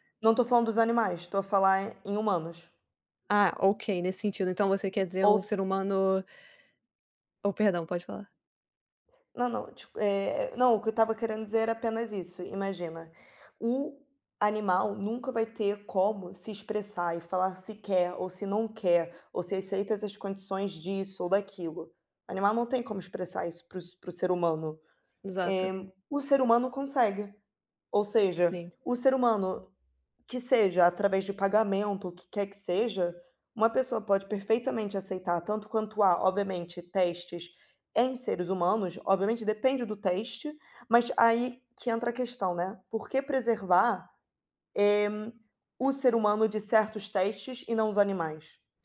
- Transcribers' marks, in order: other background noise
- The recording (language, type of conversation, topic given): Portuguese, unstructured, Qual é a sua opinião sobre o uso de animais em experimentos?
- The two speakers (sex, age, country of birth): female, 25-29, Brazil; female, 30-34, Brazil